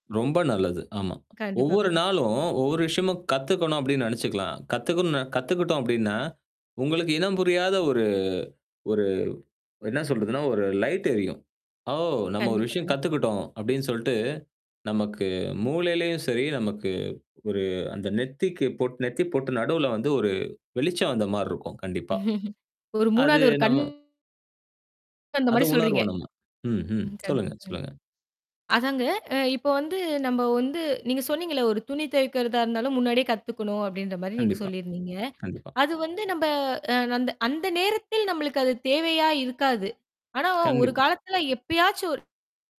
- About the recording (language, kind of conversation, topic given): Tamil, podcast, கற்றுக்கொள்ளும் போது உங்களுக்கு மகிழ்ச்சி எப்படித் தோன்றுகிறது?
- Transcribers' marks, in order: static; laugh; distorted speech; unintelligible speech; tapping; other noise